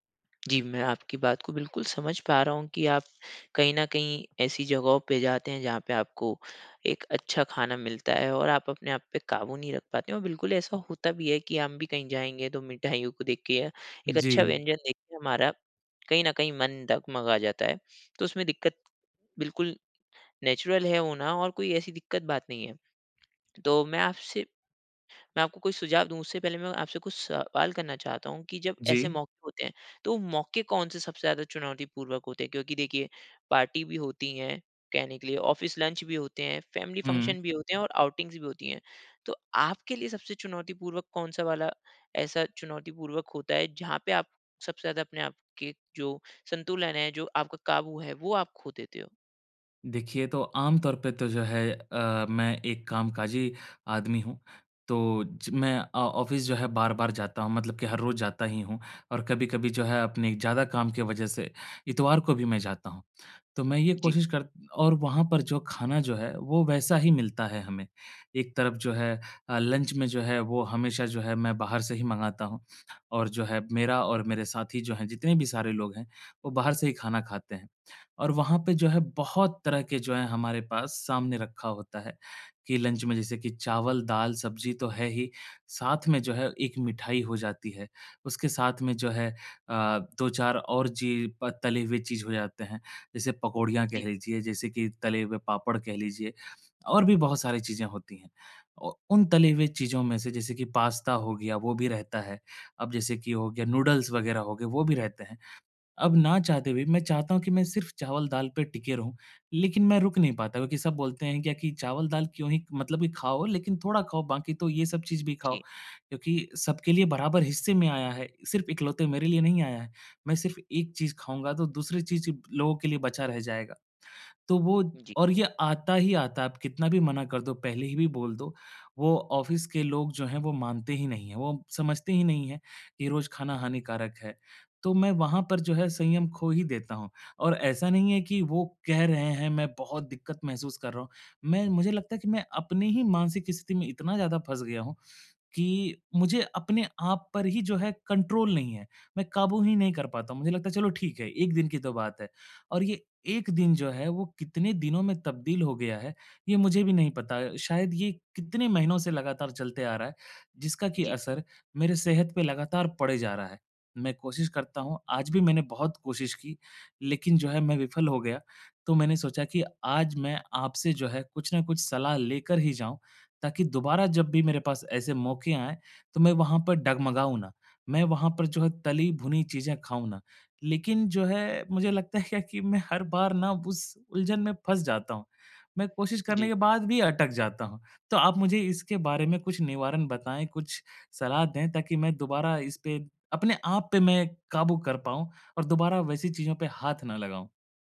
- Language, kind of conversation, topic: Hindi, advice, सामाजिक भोजन के दौरान मैं संतुलन कैसे बनाए रखूँ और स्वस्थ कैसे रहूँ?
- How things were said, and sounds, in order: other background noise; in English: "नेचुरल"; in English: "ऑफ़िस लंच"; in English: "फ़ेेमिली फ़ंक्शन"; in English: "आउटिंगस"; in English: "अ ऑफ़िस"; in English: "ऑफ़िस"; laughing while speaking: "क्या"